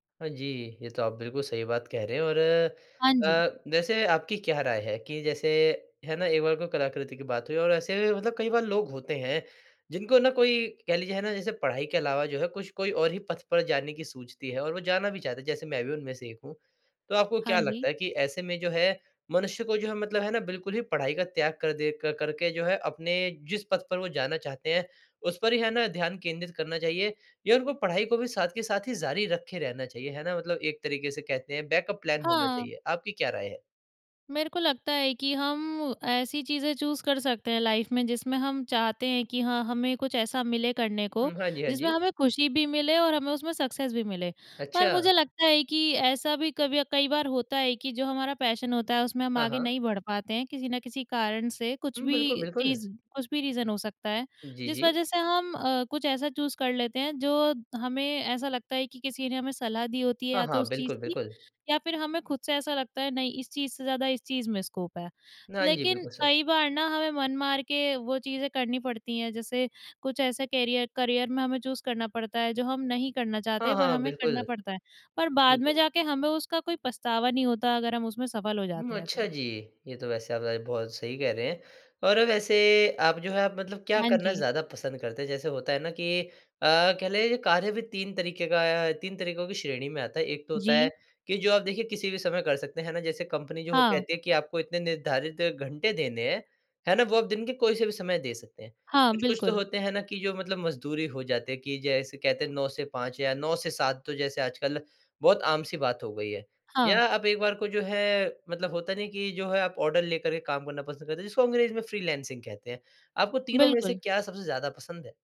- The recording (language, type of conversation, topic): Hindi, podcast, करियर बदलने का बड़ा फैसला लेने के लिए मन कैसे तैयार होता है?
- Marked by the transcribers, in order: in English: "बैकअप प्लान"; in English: "चूज़"; in English: "लाइफ़"; in English: "सक्सेस"; in English: "पैशन"; in English: "रीज़न"; in English: "चूज़"; in English: "स्कोप"; in English: "कैरियर करियर"; in English: "चूज़"; unintelligible speech; in English: "कंपनी"; in English: "ऑर्डर"